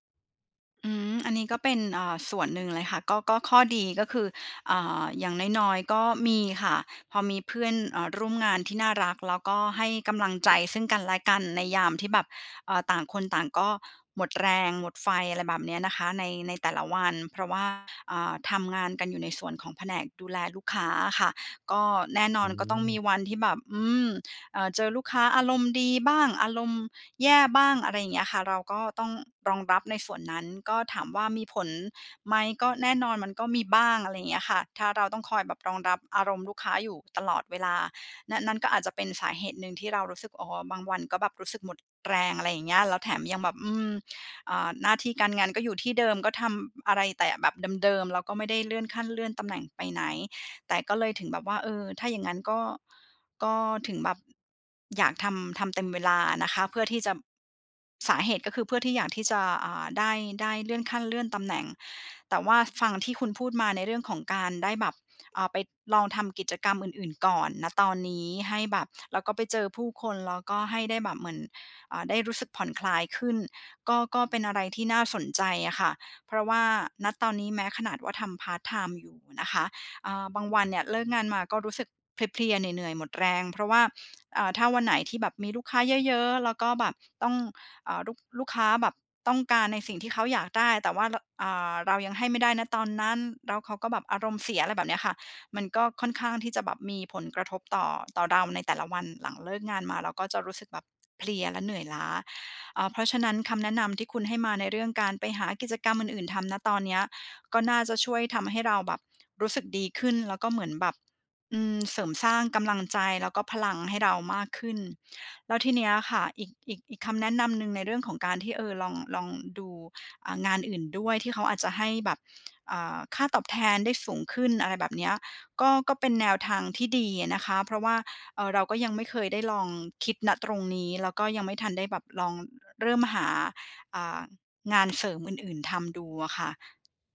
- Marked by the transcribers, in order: other background noise; tsk
- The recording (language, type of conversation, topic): Thai, advice, หลังจากภาวะหมดไฟ ฉันรู้สึกหมดแรงและกลัวว่าจะกลับไปทำงานเต็มเวลาไม่ได้ ควรทำอย่างไร?